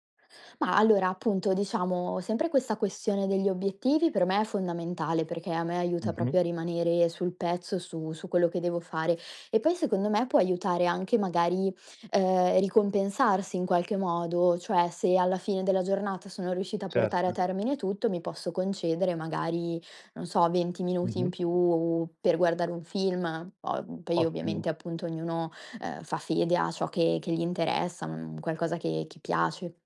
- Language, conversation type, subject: Italian, podcast, Come costruire una buona routine di studio che funzioni davvero?
- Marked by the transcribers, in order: none